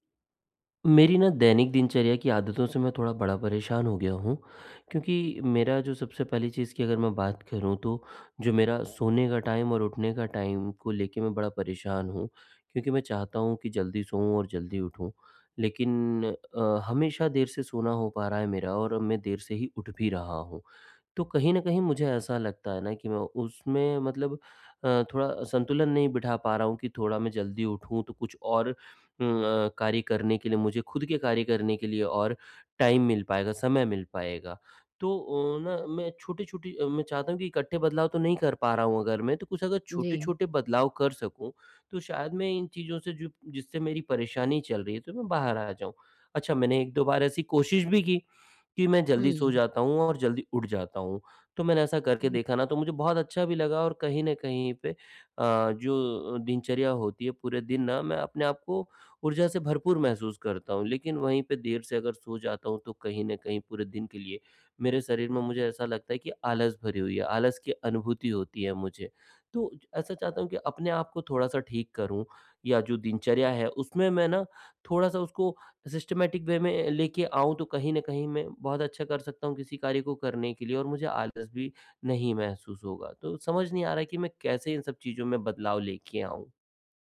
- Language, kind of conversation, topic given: Hindi, advice, मैं अपनी दैनिक दिनचर्या में छोटे-छोटे आसान बदलाव कैसे शुरू करूँ?
- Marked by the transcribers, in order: other background noise; in English: "टाइम"; in English: "टाइम"; in English: "टाइम"; other noise; tapping; in English: "सिस्टमैटिक वे"